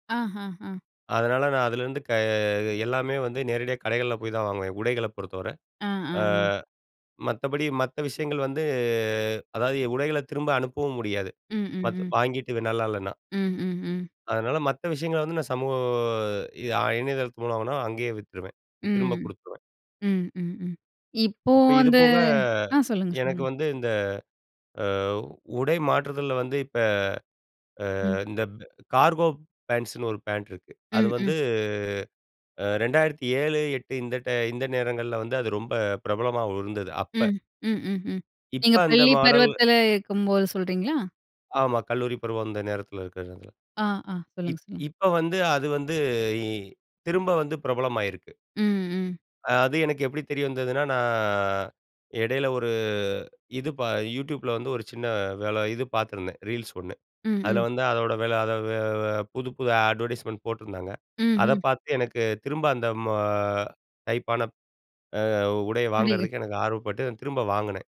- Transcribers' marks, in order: other background noise; in English: "அட்வர்டைஸ்மென்ட்"; unintelligible speech
- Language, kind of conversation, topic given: Tamil, podcast, சமூக ஊடகம் உங்கள் உடைத் தேர்வையும் உடை அணியும் முறையையும் மாற்ற வேண்டிய அவசியத்தை எப்படி உருவாக்குகிறது?